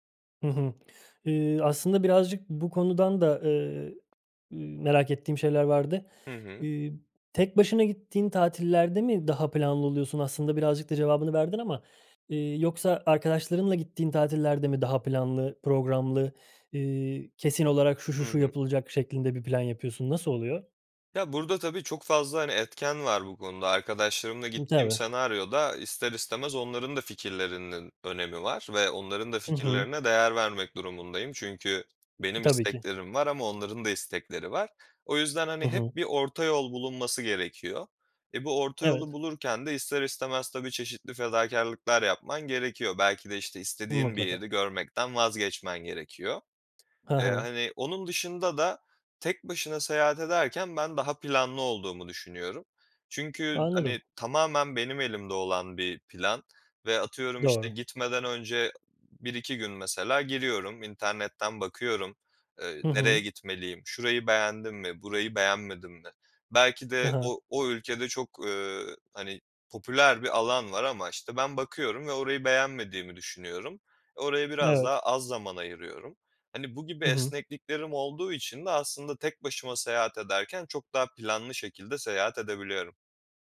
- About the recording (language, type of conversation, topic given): Turkish, podcast, Yalnız seyahat etmenin en iyi ve kötü tarafı nedir?
- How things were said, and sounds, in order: tapping